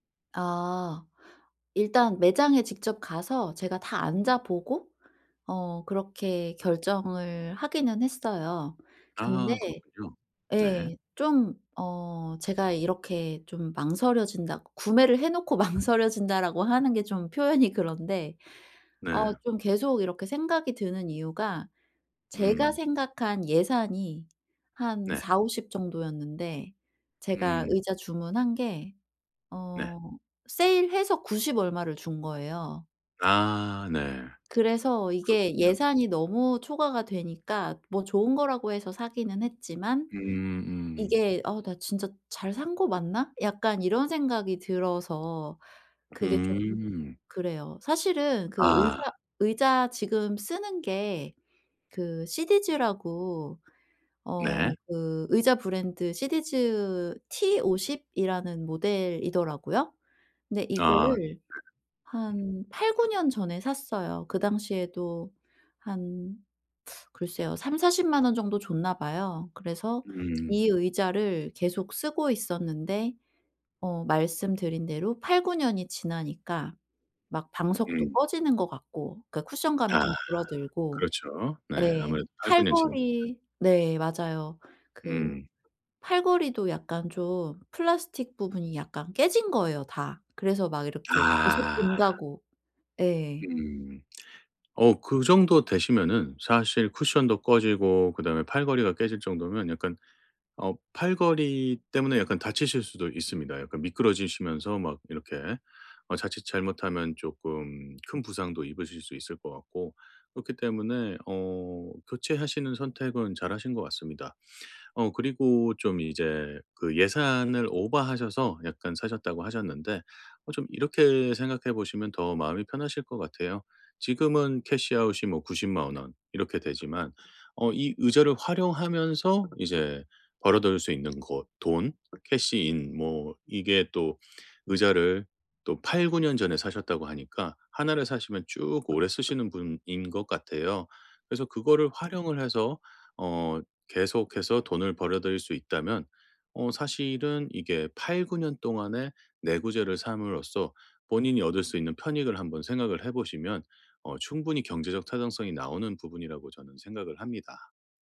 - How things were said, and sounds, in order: tapping; laughing while speaking: "망설여진다라고"; other background noise; teeth sucking; in English: "캐시 아웃이"; in English: "캐시 인"
- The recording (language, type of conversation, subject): Korean, advice, 쇼핑할 때 결정을 못 내리겠을 때 어떻게 하면 좋을까요?